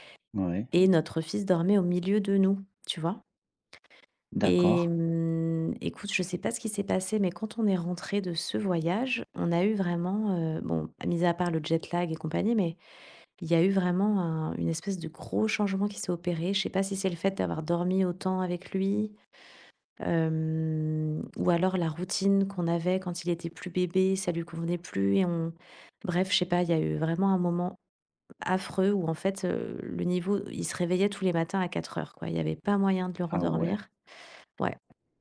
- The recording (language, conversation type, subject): French, podcast, Comment se déroule le coucher des enfants chez vous ?
- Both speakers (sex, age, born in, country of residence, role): female, 40-44, France, Spain, guest; male, 35-39, France, France, host
- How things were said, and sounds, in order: drawn out: "hem"